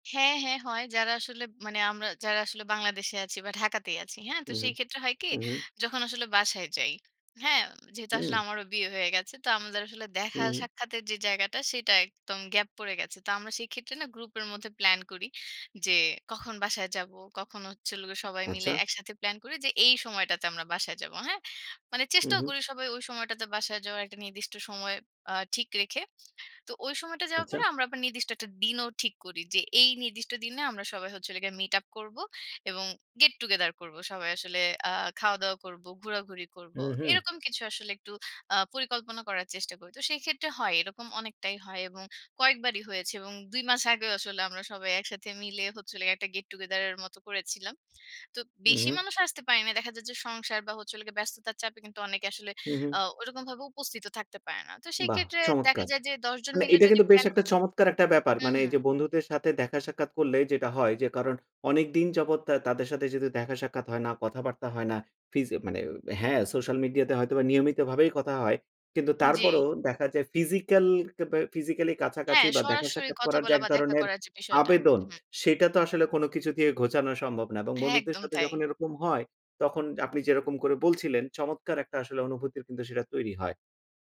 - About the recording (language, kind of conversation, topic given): Bengali, podcast, দূরত্বে থাকা বন্ধুদের সঙ্গে বন্ধুত্ব কীভাবে বজায় রাখেন?
- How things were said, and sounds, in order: "আচ্ছা" said as "আচ্চা"; "আচ্ছা" said as "আচা"; other background noise